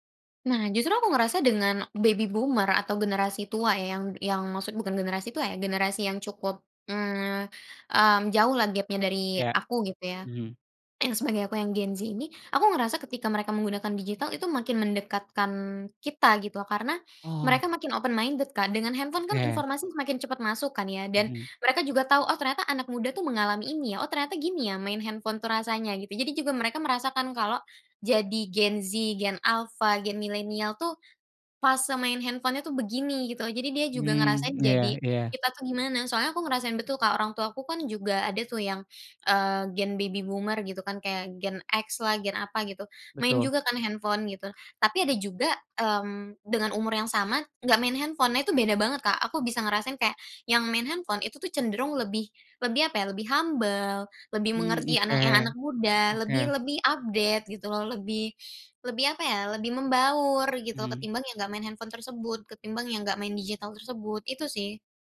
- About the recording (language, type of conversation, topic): Indonesian, podcast, Bagaimana cara membangun jembatan antargenerasi dalam keluarga?
- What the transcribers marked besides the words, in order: in English: "baby boomer"; in English: "open minded"; tapping; in English: "baby boomer"; in English: "humble"; in English: "update"